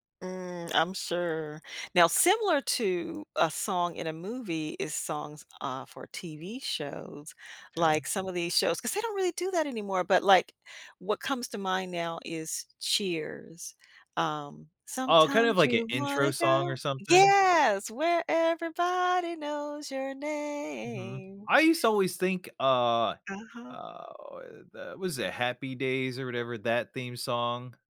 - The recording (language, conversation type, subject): English, unstructured, How should I feel about a song after it's used in media?
- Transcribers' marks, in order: singing: "Sometimes you wanna go"; singing: "Where everybody knows your name"